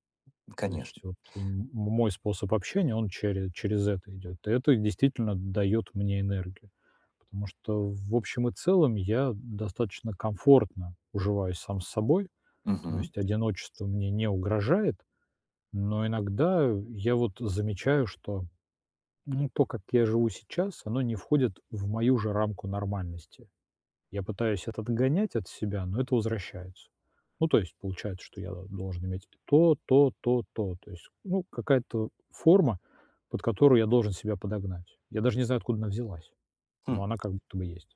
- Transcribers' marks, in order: other background noise
- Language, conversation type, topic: Russian, advice, Как мне понять, что действительно важно для меня в жизни?